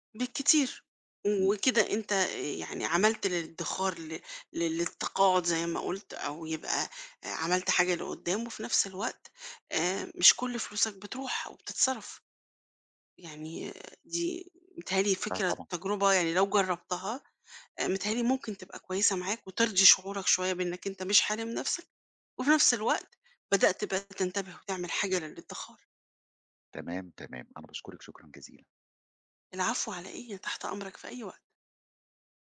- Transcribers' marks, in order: none
- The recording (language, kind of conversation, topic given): Arabic, advice, إزاي أتعامل مع قلقي عشان بأجل الادخار للتقاعد؟